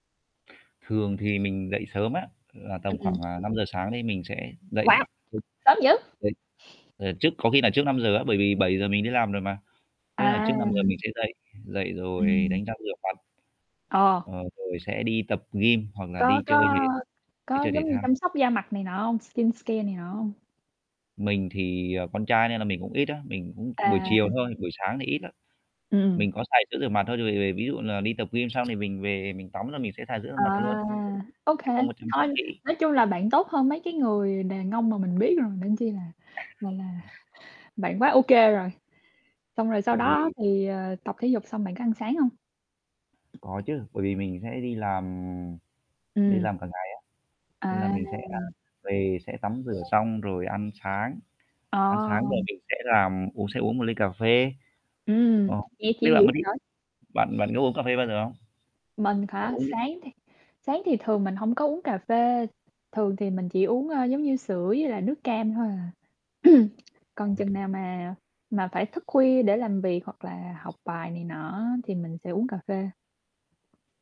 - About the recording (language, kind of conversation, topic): Vietnamese, unstructured, Bạn thường làm gì để tạo động lực cho mình vào mỗi buổi sáng?
- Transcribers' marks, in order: static; other background noise; tapping; distorted speech; in English: "Skincare"; alarm; in English: "chill"; throat clearing